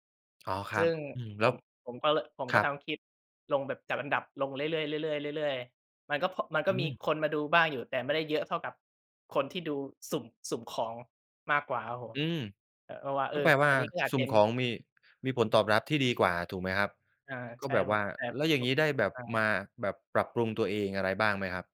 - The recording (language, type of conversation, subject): Thai, podcast, การใช้สื่อสังคมออนไลน์มีผลต่อวิธีสร้างผลงานของคุณไหม?
- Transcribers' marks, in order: tapping